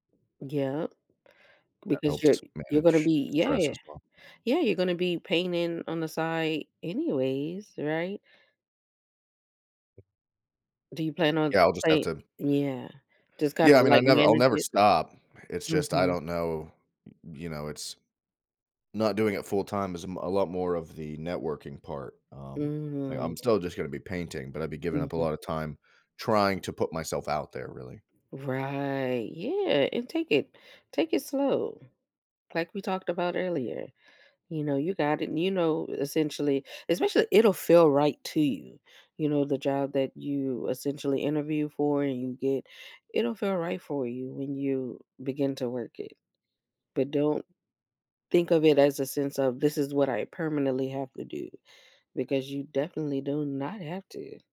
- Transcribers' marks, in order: tapping; other background noise
- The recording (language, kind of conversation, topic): English, advice, How can I manage daily responsibilities without getting overwhelmed by stress?
- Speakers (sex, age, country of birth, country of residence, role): female, 35-39, United States, United States, advisor; male, 35-39, United States, United States, user